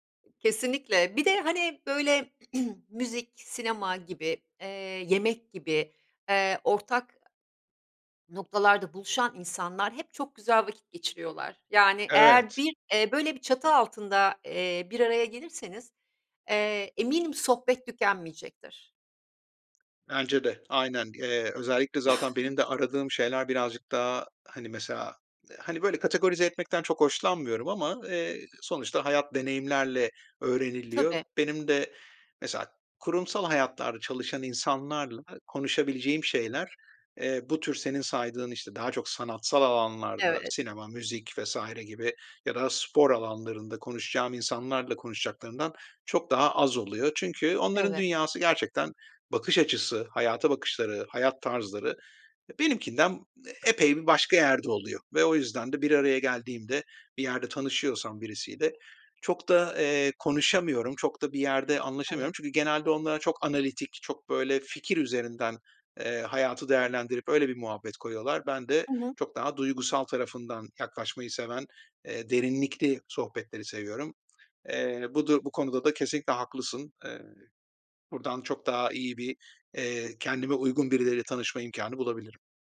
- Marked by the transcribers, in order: other background noise; throat clearing
- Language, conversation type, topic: Turkish, advice, Eşim zor bir dönemden geçiyor; ona duygusal olarak nasıl destek olabilirim?